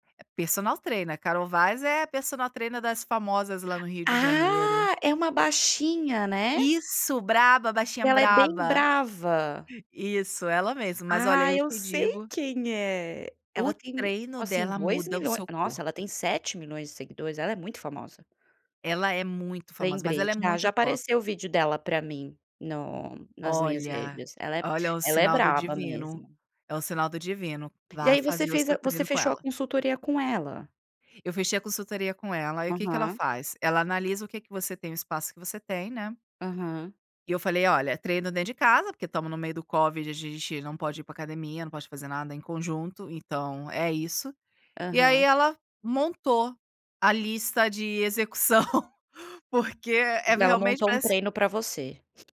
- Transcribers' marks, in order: other background noise
- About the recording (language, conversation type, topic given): Portuguese, podcast, Você pode falar sobre um momento em que tudo fluiu para você?